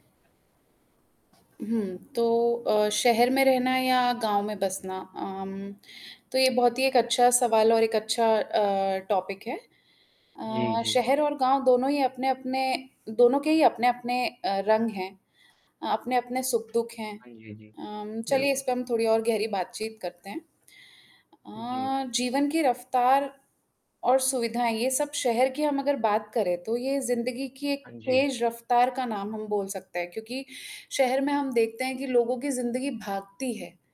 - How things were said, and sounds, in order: static; tapping; in English: "टॉपिक"; distorted speech
- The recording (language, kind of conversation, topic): Hindi, unstructured, आप शहर में रहना पसंद करेंगे या गाँव में रहना?